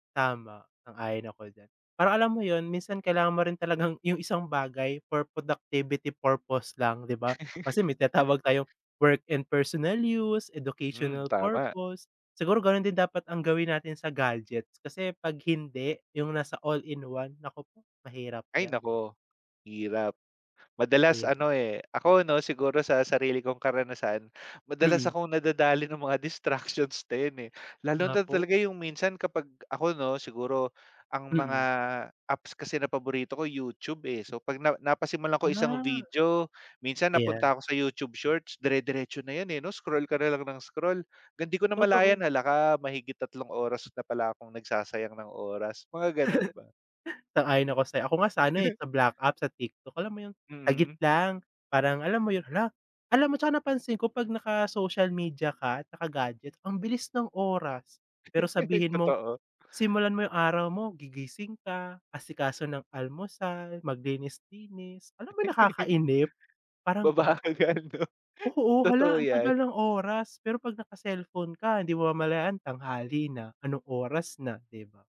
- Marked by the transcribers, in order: laugh; tapping; other background noise; laugh; laugh; laugh; laugh; laughing while speaking: "Mabagal nga, ‘no"
- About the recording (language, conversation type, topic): Filipino, unstructured, Paano mo ginagamit ang teknolohiya sa pang-araw-araw na buhay?